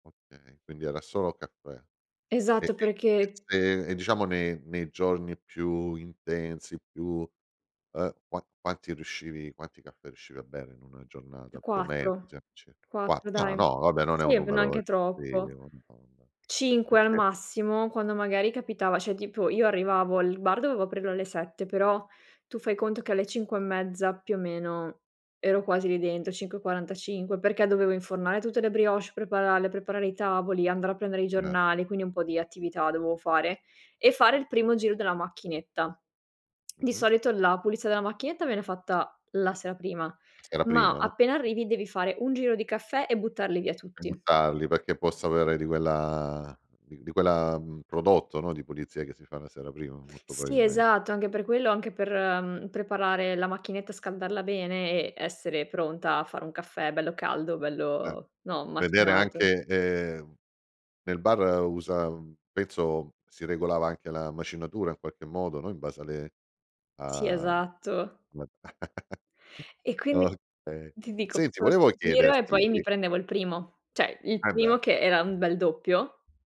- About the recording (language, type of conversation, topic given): Italian, podcast, Che ruolo ha il caffè nella tua mattina?
- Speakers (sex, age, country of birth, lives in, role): female, 25-29, Italy, Italy, guest; male, 50-54, Germany, Italy, host
- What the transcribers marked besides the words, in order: unintelligible speech; "neanche" said as "bnanche"; tapping; unintelligible speech; "cioè" said as "ceh"; lip smack; other background noise; drawn out: "quella"; unintelligible speech; chuckle; "Cioè" said as "ceh"